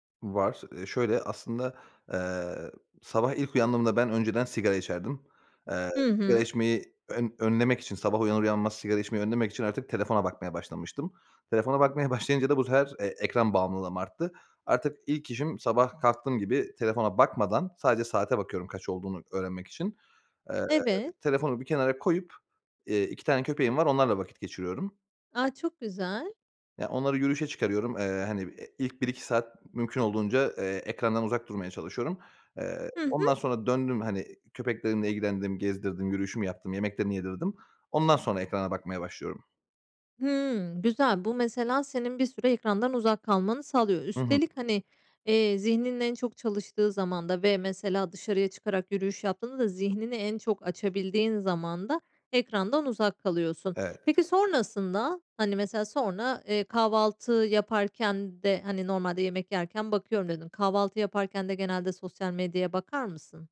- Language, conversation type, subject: Turkish, podcast, Ekran bağımlılığıyla baş etmek için ne yaparsın?
- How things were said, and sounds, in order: tapping